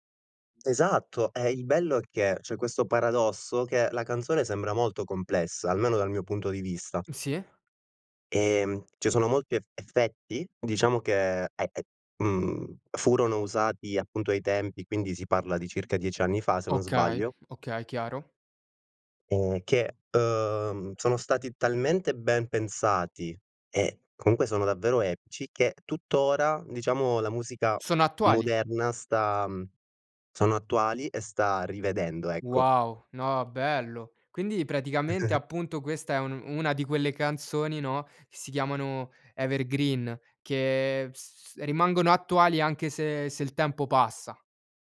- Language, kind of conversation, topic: Italian, podcast, Quale canzone ti fa sentire a casa?
- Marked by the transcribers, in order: other background noise; chuckle; in English: "evergreen"